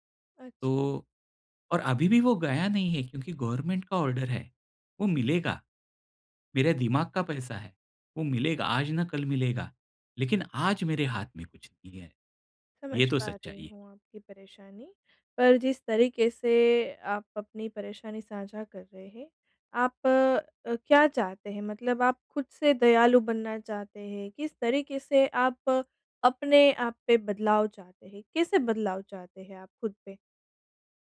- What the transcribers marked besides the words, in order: in English: "गवर्नमेंट"; in English: "ऑर्डर"
- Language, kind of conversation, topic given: Hindi, advice, आप आत्म-आलोचना छोड़कर खुद के प्रति सहानुभूति कैसे विकसित कर सकते हैं?